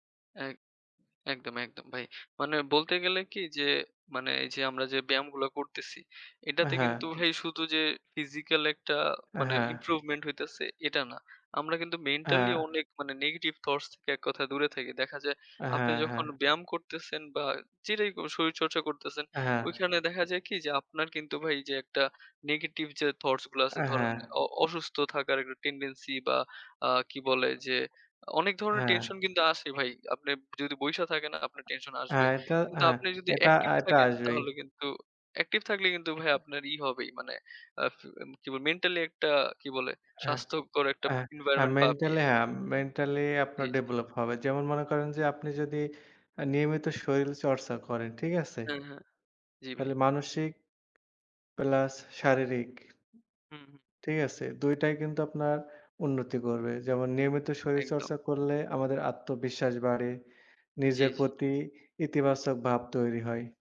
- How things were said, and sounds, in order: other background noise; unintelligible speech; "পাবেন" said as "পাবিয়ে"
- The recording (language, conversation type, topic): Bengali, unstructured, তুমি কি মনে করো মানসিক স্বাস্থ্যের জন্য শরীরচর্চা কতটা গুরুত্বপূর্ণ?